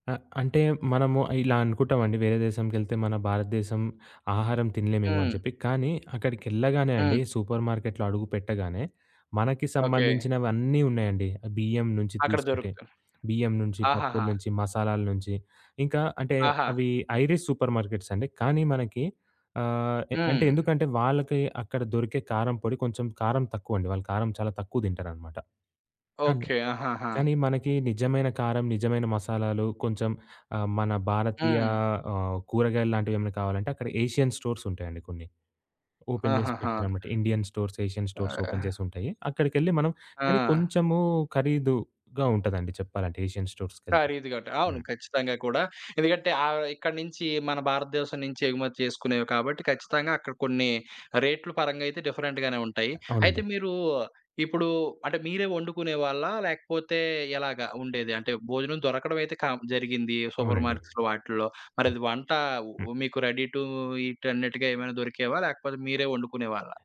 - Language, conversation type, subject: Telugu, podcast, విదేశీ లేదా ఇతర నగరంలో పని చేయాలని అనిపిస్తే ముందుగా ఏం చేయాలి?
- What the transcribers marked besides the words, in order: other background noise; in English: "సూపర్ మార్కెట్‌లో"; tapping; in English: "ఐరిష్ సూపర్ మార్కెట్స్"; in English: "ఏషియన్ స్టోర్స్"; in English: "ఓపెన్"; in English: "ఇండియన్ స్టోర్స్, ఏషియన్ స్టోర్స్ ఓపెన్"; in English: "ఏషియన్ స్టోర్స్‌కెళ్తే"; in English: "డిఫరెంట్‌గానే"; in English: "సూపర్ మార్కెట్స్‌లో"; in English: "రెడీ టూ ఈట్"